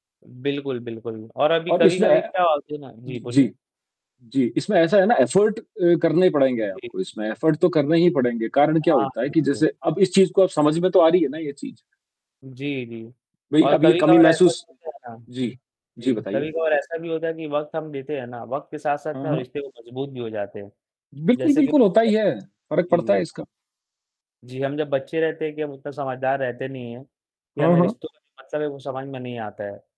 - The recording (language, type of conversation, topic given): Hindi, unstructured, आप दूसरों के साथ अपने रिश्तों को कैसे मजबूत करते हैं?
- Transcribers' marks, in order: static; in English: "एफर्ट"; in English: "एफर्ट"; distorted speech